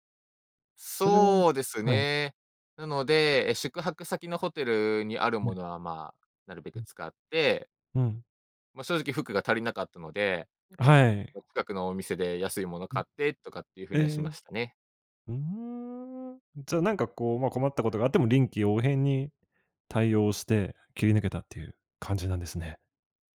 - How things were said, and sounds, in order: none
- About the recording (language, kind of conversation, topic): Japanese, podcast, 初めての一人旅で学んだことは何ですか？